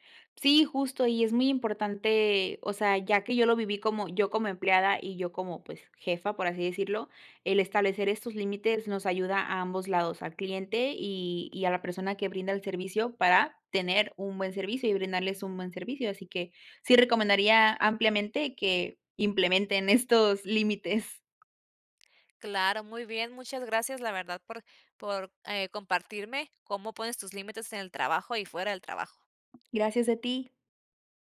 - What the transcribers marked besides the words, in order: laughing while speaking: "estos"; tapping
- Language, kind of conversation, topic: Spanish, podcast, ¿Cómo pones límites al trabajo fuera del horario?